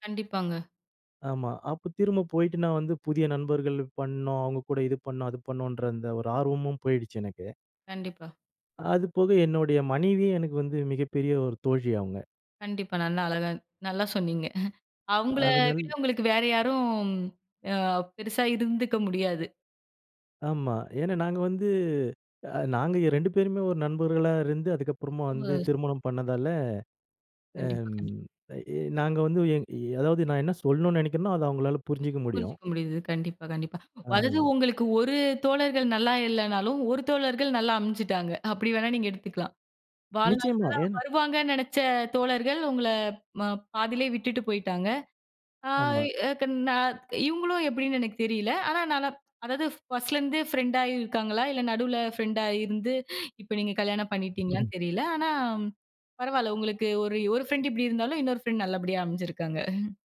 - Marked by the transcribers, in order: other noise; chuckle; other background noise; unintelligible speech; inhale; chuckle; chuckle
- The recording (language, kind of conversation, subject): Tamil, podcast, நண்பர்கள் இடையே எல்லைகள் வைத்துக் கொள்ள வேண்டுமா?